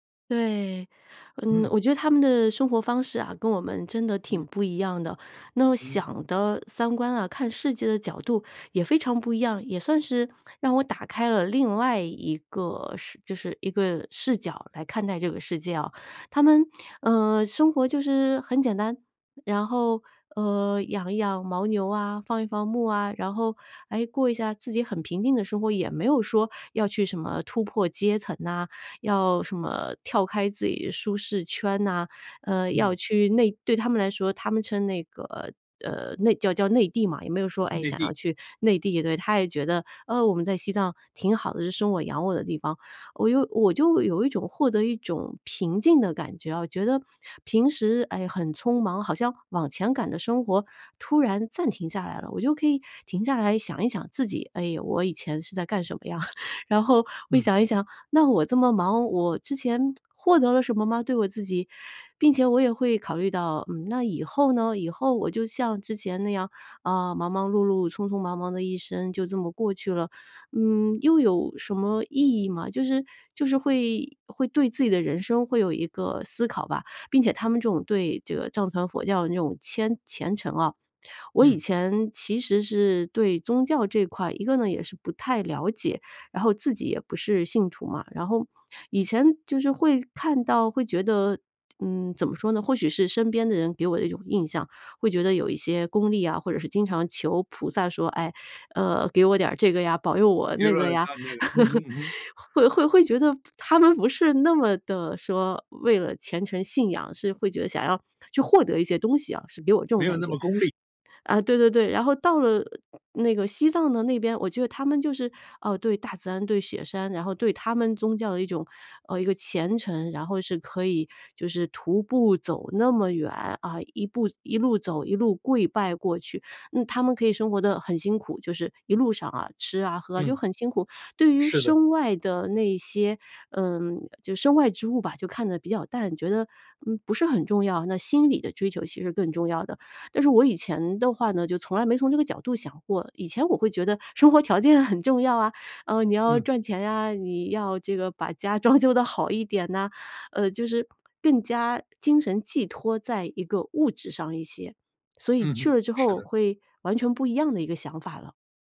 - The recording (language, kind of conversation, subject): Chinese, podcast, 你觉得有哪些很有意义的地方是每个人都应该去一次的？
- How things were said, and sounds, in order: laugh; laugh